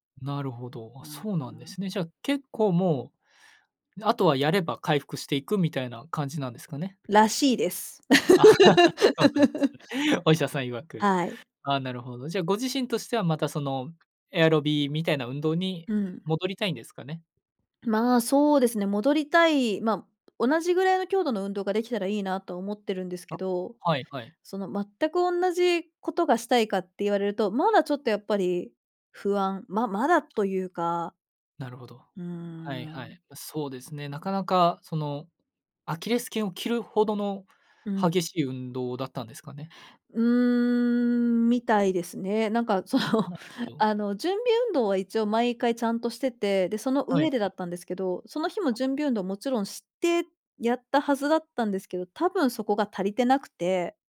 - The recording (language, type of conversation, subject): Japanese, advice, 長いブランクのあとで運動を再開するのが怖かったり不安だったりするのはなぜですか？
- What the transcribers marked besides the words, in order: laugh; laughing while speaking: "その"